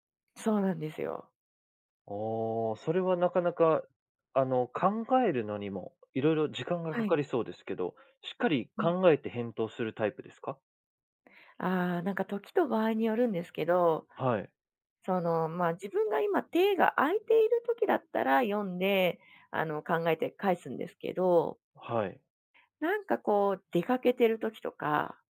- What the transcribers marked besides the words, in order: none
- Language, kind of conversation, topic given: Japanese, podcast, デジタル疲れと人間関係の折り合いを、どのようにつければよいですか？